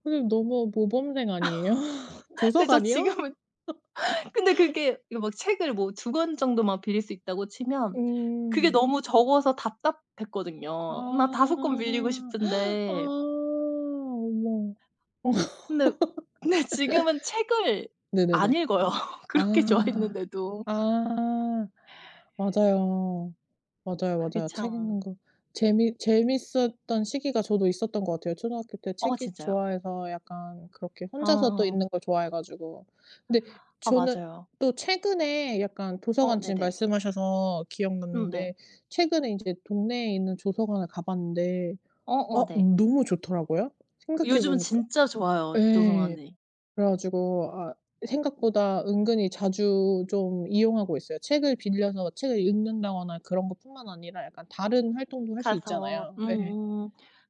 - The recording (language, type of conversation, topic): Korean, unstructured, 학교에서 가장 즐거웠던 활동은 무엇이었나요?
- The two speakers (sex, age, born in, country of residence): female, 35-39, South Korea, South Korea; female, 35-39, South Korea, United States
- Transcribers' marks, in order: laugh; laughing while speaking: "네 저 지금은"; laughing while speaking: "아니에요?"; laugh; other background noise; gasp; laughing while speaking: "어"; laugh; laughing while speaking: "근데 지금은"; laughing while speaking: "읽어요. 그렇게 좋아했는데도"; tapping